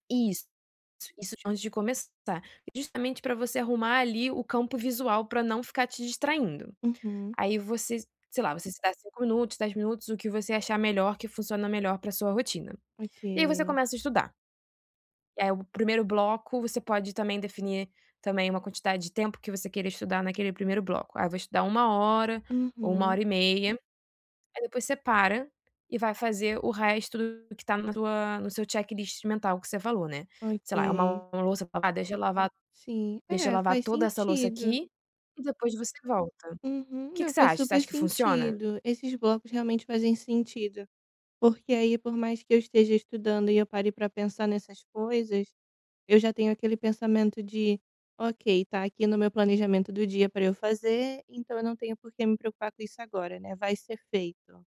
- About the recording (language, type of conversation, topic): Portuguese, advice, Como posso manter minha motivação e meu foco constantes todos os dias?
- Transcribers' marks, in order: none